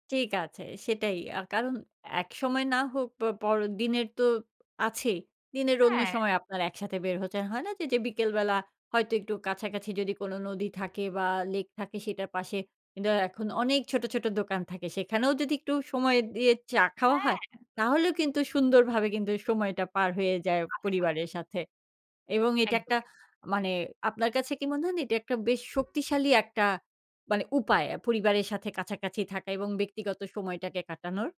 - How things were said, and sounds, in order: tapping
- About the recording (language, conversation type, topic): Bengali, podcast, আপনি কাজ ও ব্যক্তিগত জীবনের ভারসাম্য কীভাবে বজায় রাখেন?